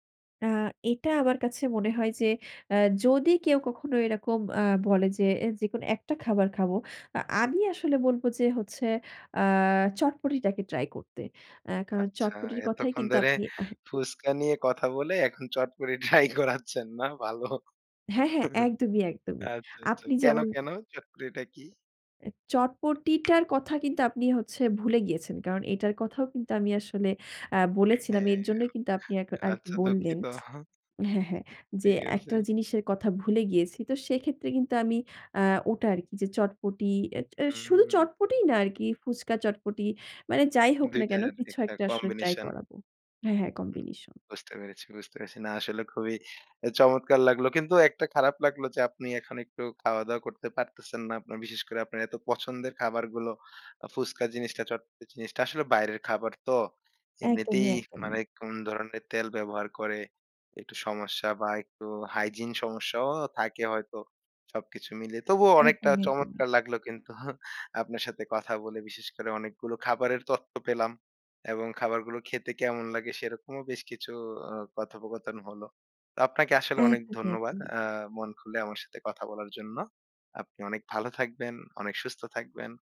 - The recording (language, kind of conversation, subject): Bengali, podcast, তোমার শহরের কোন জনপ্রিয় রাস্তার খাবারটি তোমার সবচেয়ে ভালো লেগেছে এবং কেন?
- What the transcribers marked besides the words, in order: laughing while speaking: "এখন চটপটি ট্রাই করাচ্ছেন, না? ভালো"; chuckle; other background noise; laughing while speaking: "দুঃখিত"; laughing while speaking: "কিন্তু"